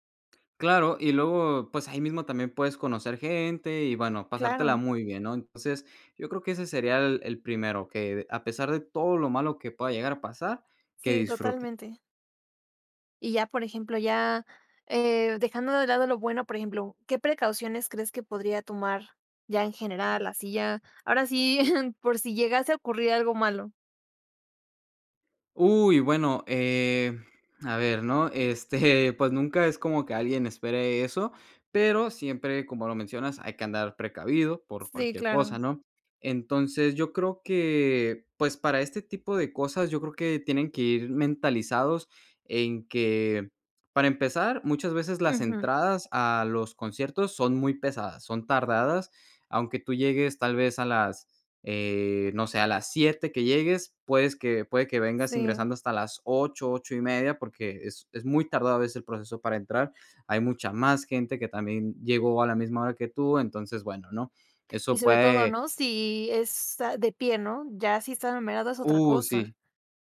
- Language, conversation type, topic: Spanish, podcast, ¿Qué consejo le darías a alguien que va a su primer concierto?
- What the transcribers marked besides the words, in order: other background noise; chuckle